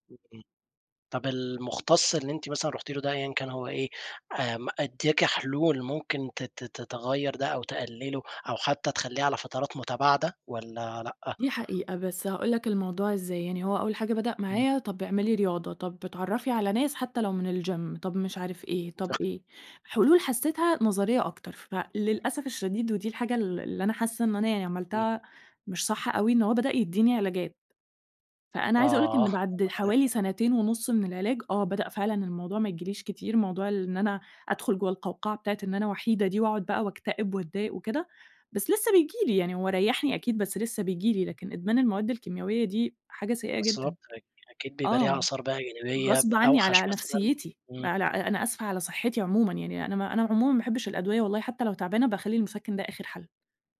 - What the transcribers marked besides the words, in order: in English: "الGym"; unintelligible speech; unintelligible speech; other background noise; tapping
- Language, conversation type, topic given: Arabic, podcast, إيه اللي في رأيك بيخلّي الناس تحسّ بالوحدة؟
- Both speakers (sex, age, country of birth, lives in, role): female, 30-34, United States, Egypt, guest; male, 20-24, Egypt, Egypt, host